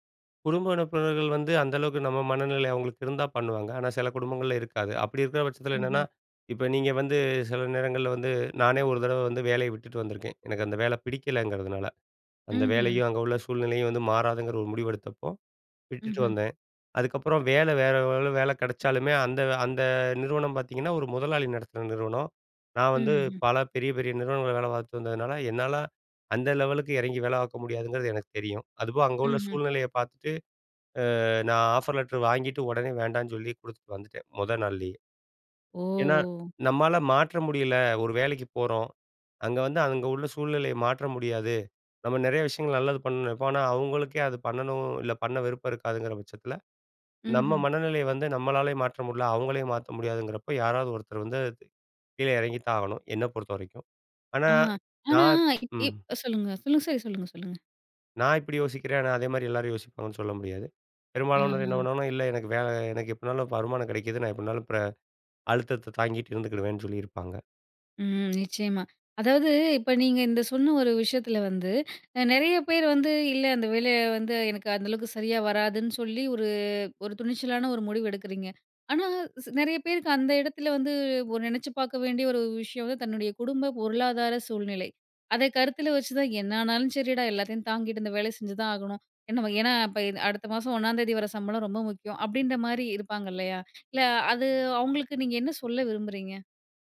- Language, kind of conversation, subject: Tamil, podcast, பணம் அல்லது வாழ்க்கையின் அர்த்தம்—உங்களுக்கு எது முக்கியம்?
- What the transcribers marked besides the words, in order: "உறுப்பினர்கள்" said as "உனுப்பினர்கள்"; in English: "ஆஃபர் லெட்டர்"; other background noise; drawn out: "ஒரு"